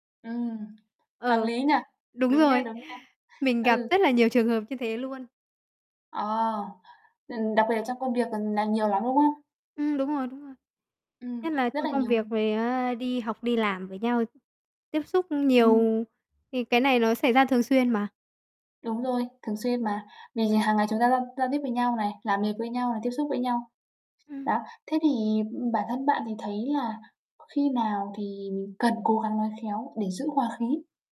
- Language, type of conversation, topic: Vietnamese, podcast, Bạn thường có xu hướng nói thẳng hay nói khéo hơn?
- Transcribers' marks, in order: tapping